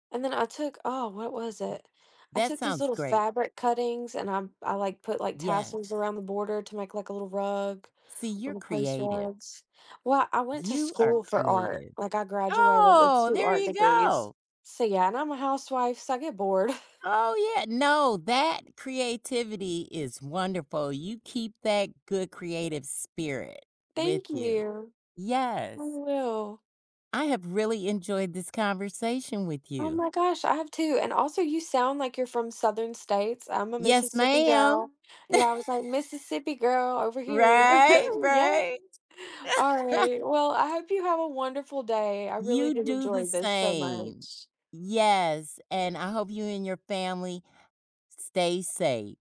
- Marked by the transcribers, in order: other background noise; background speech; laughing while speaking: "bored"; tapping; laugh; laugh
- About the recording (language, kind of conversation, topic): English, unstructured, What factors influence your choice between buying new clothes and shopping secondhand?
- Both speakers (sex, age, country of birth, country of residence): female, 25-29, United States, United States; female, 60-64, United States, United States